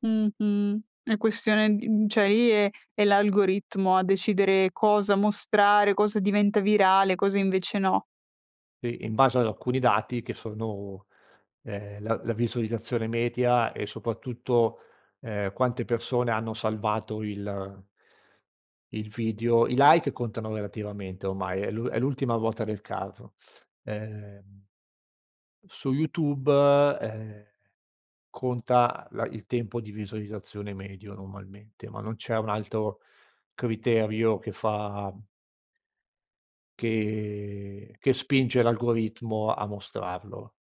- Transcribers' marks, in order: "cioè" said as "ceh"; tapping; "media" said as "metia"; in English: "like"
- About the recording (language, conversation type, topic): Italian, podcast, Hai mai fatto una pausa digitale lunga? Com'è andata?